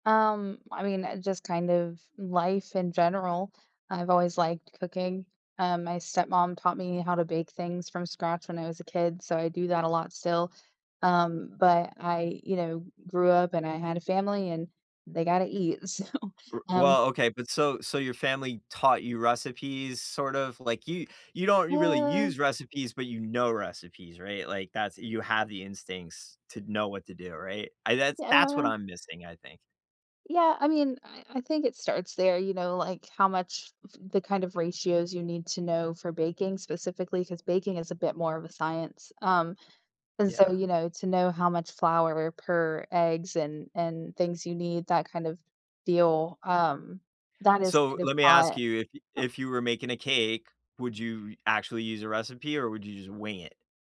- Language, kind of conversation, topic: English, unstructured, How do you decide what to cook without a recipe, using only your instincts and whatever ingredients you have on hand?
- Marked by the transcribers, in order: laughing while speaking: "so"; stressed: "that's"